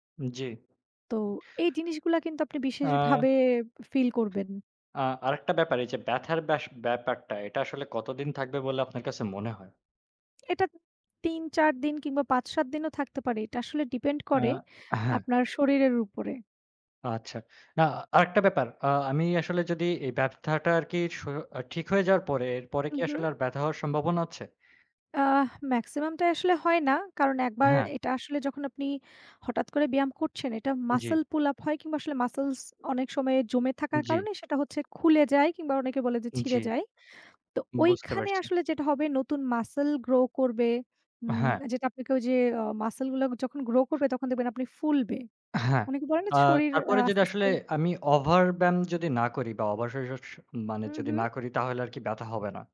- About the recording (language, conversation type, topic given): Bengali, unstructured, শরীরচর্চা করলে মনও ভালো থাকে কেন?
- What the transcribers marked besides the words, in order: none